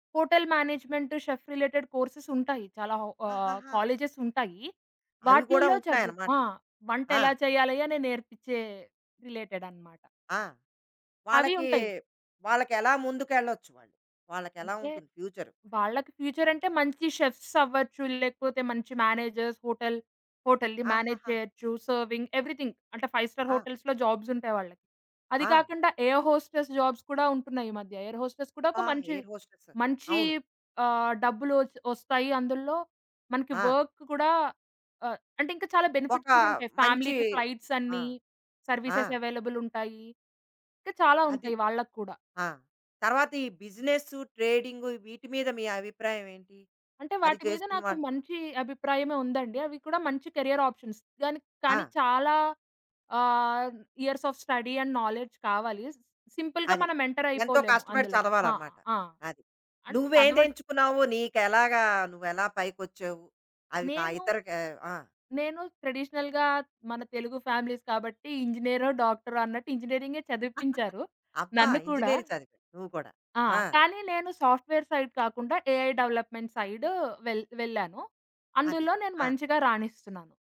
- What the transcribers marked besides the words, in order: in English: "షెఫ్ రిలేటెడ్ కోర్సెస్"; in English: "కాలేజెస్"; in English: "రిలేటెడ్"; in English: "ఫ్యూచర్"; in English: "షెఫ్స్"; in English: "మ్యానేజర్స్ హోటల్ హోటల్‌ని మ్యానేజ్"; in English: "సర్వింగ్ ఎవ్రీథింగ్"; in English: "ఫైవ్ స్టార్ హోటల్స్‌లో జాబ్స్"; in English: "ఎయిర్ హోస్టెస్ జాబ్స్"; in English: "ఎయిర్ హోస్టెస్"; in English: "ఎయిర్ హోస్టెస్"; in English: "వర్క్"; in English: "బెనిఫిట్స్"; in English: "ఫ్యామిలీకి ఫ్లైట్స్"; in English: "సర్వీసెస్ అవైలబుల్"; in English: "కెరియర్ ఆప్షన్స్"; in English: "ఇయర్స్ ఆఫ్ స్టడీ అండ్ నాలెడ్జ్"; in English: "స్ సింపుల్‌గా"; in English: "ఎంటర్"; in English: "అండ్"; in English: "ట్రెడిషనల్‌గా"; in English: "ఫ్యామిలీస్"; laugh; in English: "సాఫ్ట్‌వేర్ సైడ్"; in English: "ఏఐ డెవలప్‌మెంట్"
- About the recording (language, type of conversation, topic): Telugu, podcast, వైద్యం, ఇంజనీరింగ్ కాకుండా ఇతర కెరీర్ అవకాశాల గురించి మీరు ఏమి చెప్పగలరు?